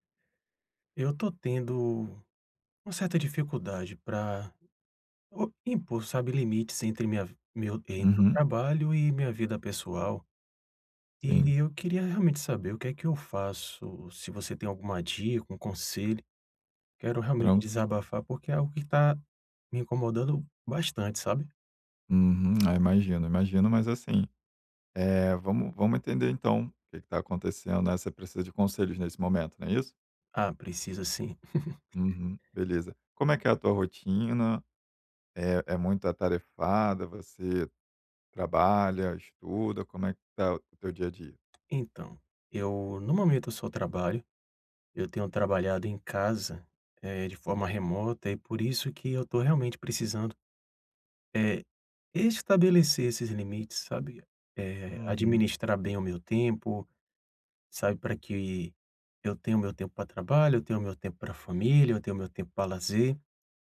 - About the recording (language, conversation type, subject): Portuguese, advice, Como posso estabelecer limites entre o trabalho e a vida pessoal?
- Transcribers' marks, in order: tapping; laugh